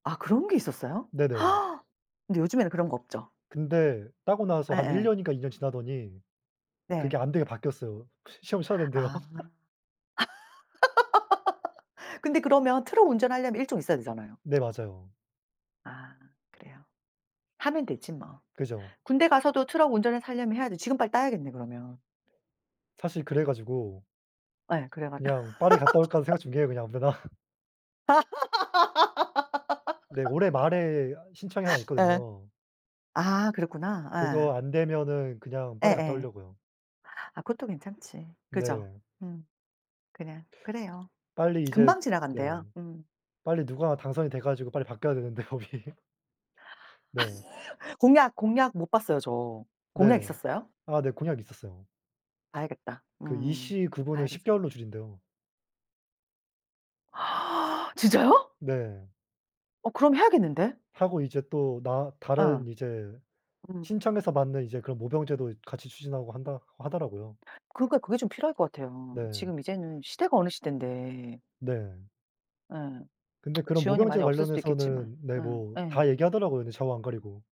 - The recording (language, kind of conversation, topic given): Korean, unstructured, 미래에 어떤 직업을 갖고 싶으신가요?
- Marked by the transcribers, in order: gasp; laugh; other background noise; laugh; laughing while speaking: "데나"; laugh; tapping; laughing while speaking: "법이"; laugh; surprised: "진짜요?"; tsk